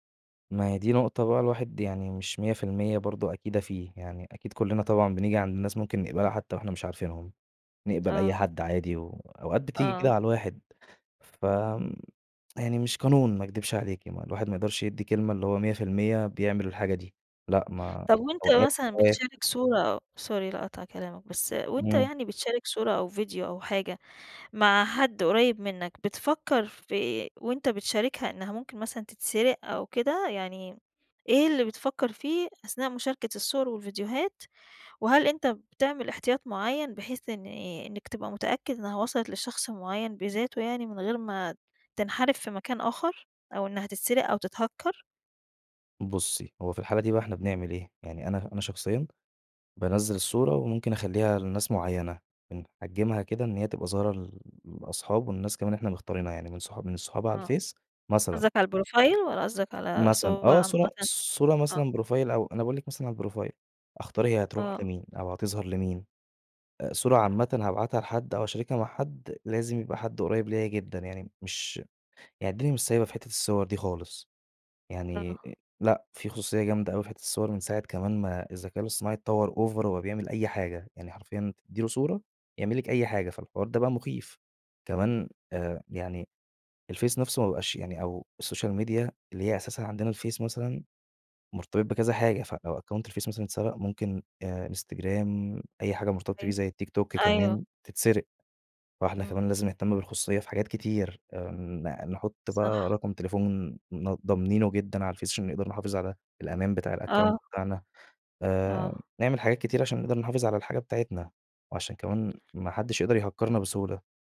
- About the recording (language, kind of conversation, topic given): Arabic, podcast, إزاي بتحافظ على خصوصيتك على الإنترنت؟
- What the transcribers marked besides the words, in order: tapping; unintelligible speech; in English: "sorry"; in English: "تتهكّر؟"; in English: "البروفايل"; in English: "بروفايل"; in English: "بروفايل"; in English: "over"; in English: "السوشيال ميديا"; in English: "أكونت"; in English: "الأكونت"; in English: "يهكّرنا"